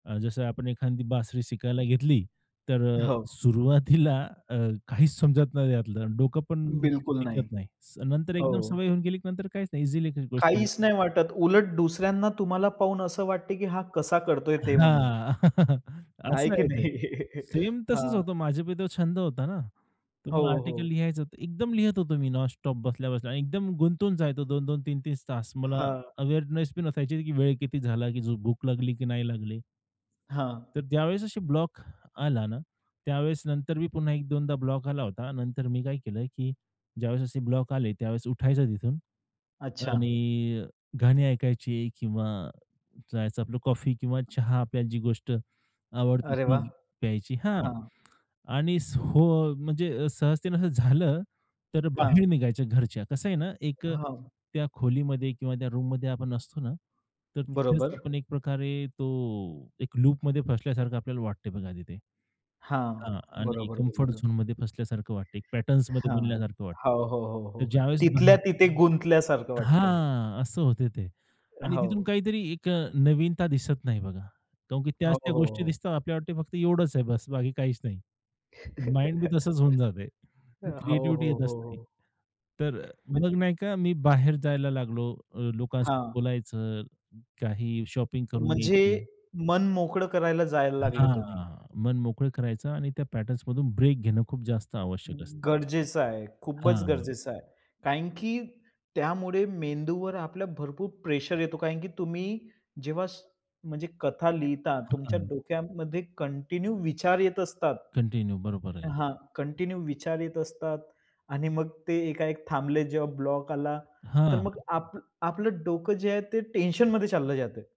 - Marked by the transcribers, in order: "एखादी" said as "एखांदी"; tapping; laughing while speaking: "सुरुवातीला"; chuckle; laughing while speaking: "की नाही?"; chuckle; other background noise; in English: "अवेअरनेस"; in English: "रूममध्ये"; in English: "झोनमध्ये"; in English: "पॅटर्न्समध्ये"; chuckle; in English: "माइंड"; in English: "शॉपिंग"; in English: "पॅटर्न्समधून"; in English: "कंटिन्यू"; in English: "कंटिन्यू"; in English: "कंटिन्यू"
- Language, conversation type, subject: Marathi, podcast, सर्जनशीलतेत अडथळा आला की तुम्ही काय करता?